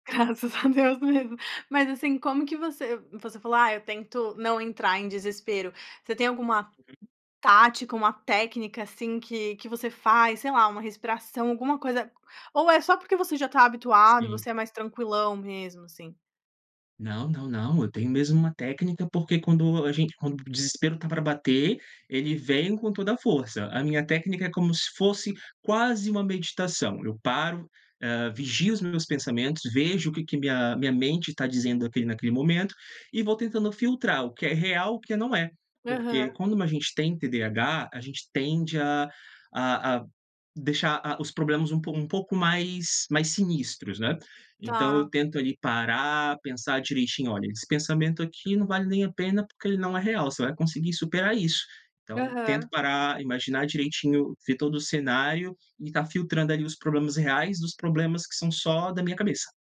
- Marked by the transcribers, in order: laughing while speaking: "Graças a Deus mesmo"; tapping
- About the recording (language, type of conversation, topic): Portuguese, podcast, Já passou por alguma surpresa inesperada durante uma trilha?